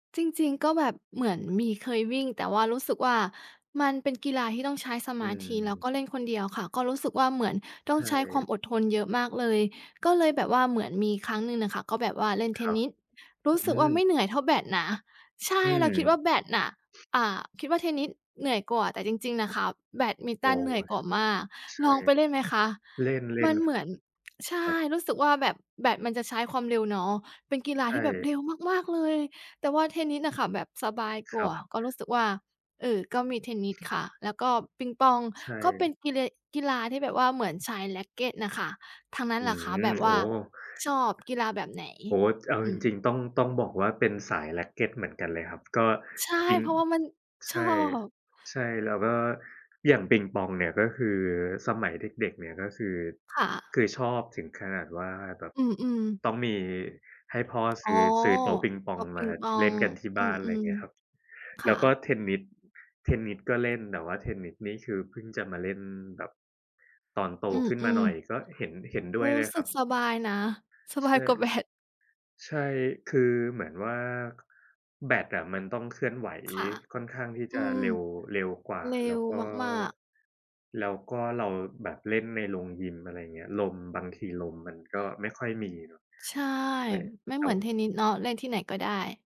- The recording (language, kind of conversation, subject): Thai, unstructured, การออกกำลังกายช่วยให้จิตใจแจ่มใสขึ้นได้อย่างไร?
- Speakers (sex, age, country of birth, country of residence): female, 30-34, Thailand, Thailand; male, 30-34, Thailand, Thailand
- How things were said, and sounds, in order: tapping; other background noise; laughing while speaking: "ชอบ"; laughing while speaking: "สบายกว่าแบด"